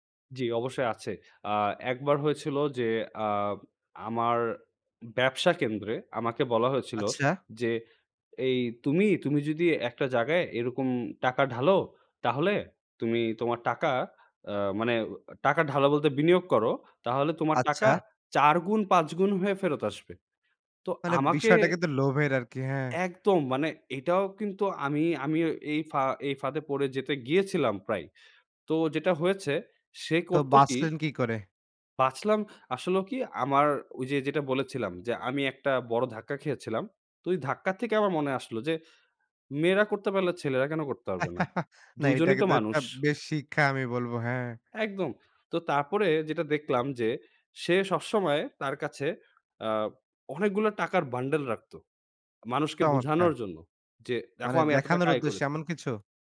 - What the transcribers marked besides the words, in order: laughing while speaking: "কিন্তু লোভের আর কি"; laughing while speaking: "না এটাকে তো একটা বেশ শিক্ষা আমি বলব, হ্যাঁ"
- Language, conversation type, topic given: Bengali, podcast, আপনি কী লক্ষণ দেখে প্রভাবিত করার উদ্দেশ্যে বানানো গল্প চেনেন এবং সেগুলোকে বাস্তব তথ্য থেকে কীভাবে আলাদা করেন?